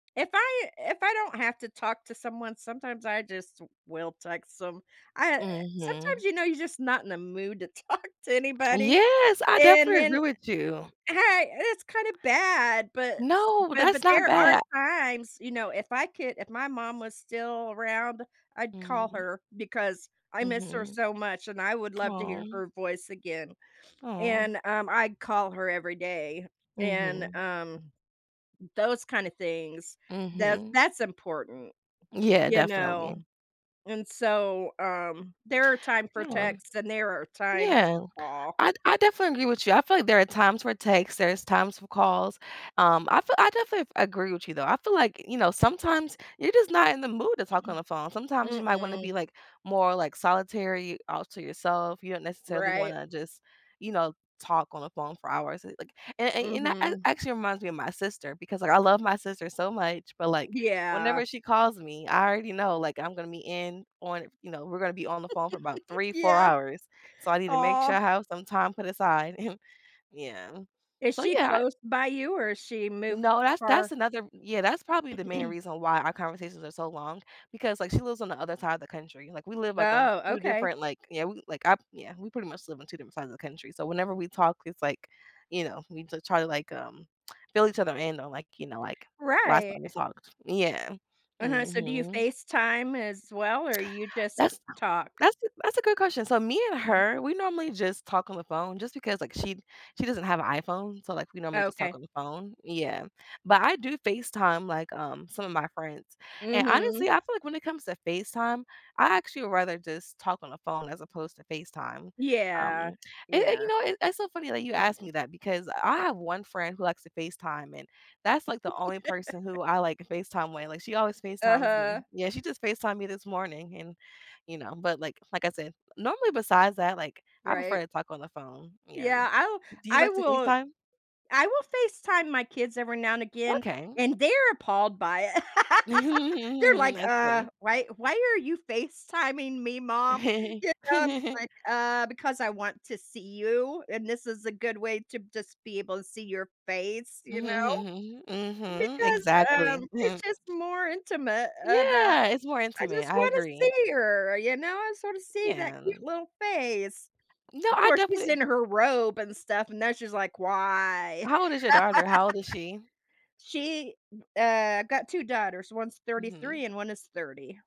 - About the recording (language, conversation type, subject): English, unstructured, How do your communication habits shape your friendships in the digital age?
- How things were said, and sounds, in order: other background noise; laughing while speaking: "talk to anybody"; tongue click; throat clearing; giggle; chuckle; throat clearing; other noise; tsk; throat clearing; tapping; laugh; laughing while speaking: "it"; laugh; chuckle; chuckle; chuckle; chuckle; laugh